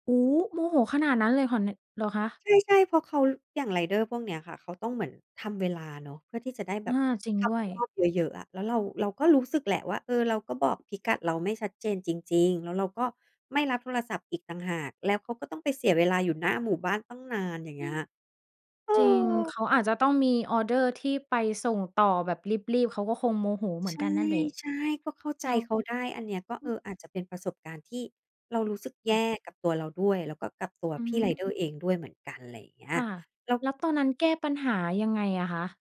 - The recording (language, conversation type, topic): Thai, podcast, คุณใช้บริการส่งอาหารบ่อยแค่ไหน และมีอะไรที่ชอบหรือไม่ชอบเกี่ยวกับบริการนี้บ้าง?
- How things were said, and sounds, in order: none